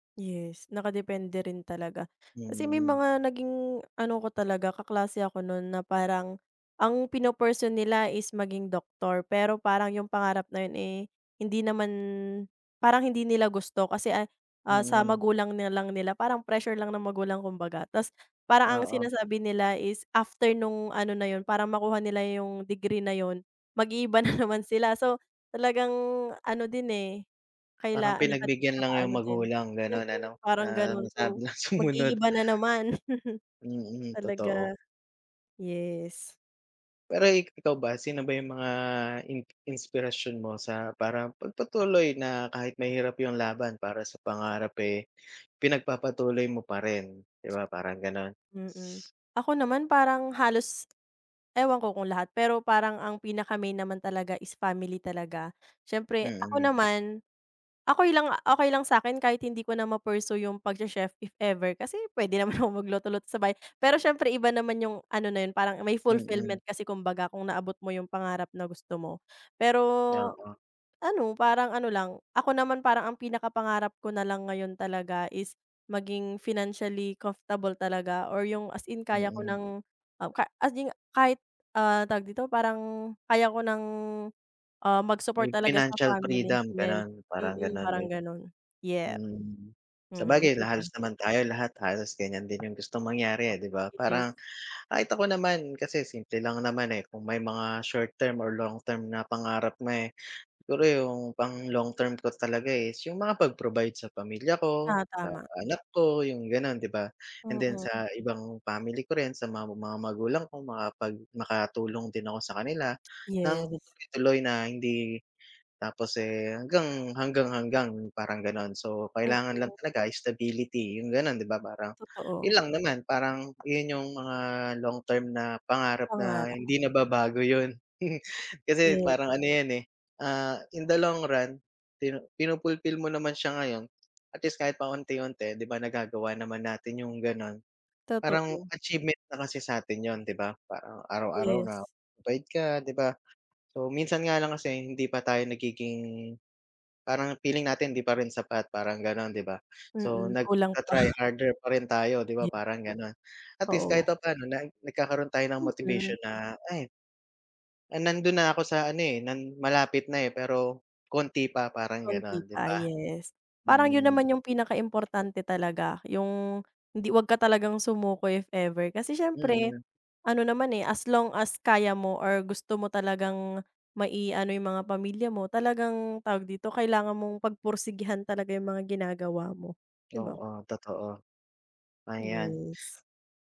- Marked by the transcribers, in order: blowing; laughing while speaking: "Mag-iiba"; other background noise; laughing while speaking: "sumunod"; inhale; chuckle; tapping; inhale; blowing; other noise; drawn out: "Pero"; inhale; chuckle; blowing; unintelligible speech; drawn out: "Yes"; inhale
- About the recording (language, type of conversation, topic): Filipino, unstructured, Ano ang gagawin mo kung kailangan mong ipaglaban ang pangarap mo?